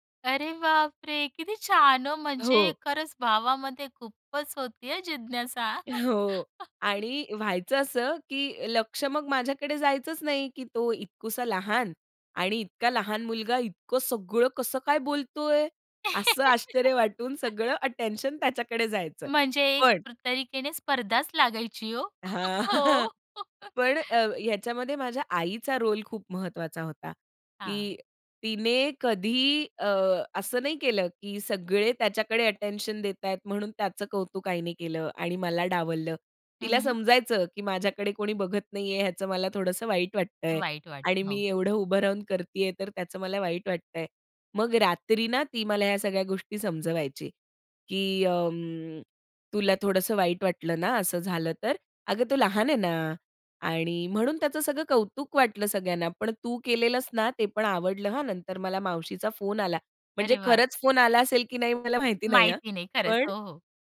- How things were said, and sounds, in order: joyful: "अरे बाप रे! किती छान हो"; laughing while speaking: "हो"; chuckle; surprised: "इतका लहान मुलगा इतकं सगळं कसं काय बोलतोय?"; laugh; chuckle; laughing while speaking: "हो"; laugh
- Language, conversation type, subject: Marathi, podcast, भावंडांमध्ये स्पर्धा आणि सहकार्य कसं होतं?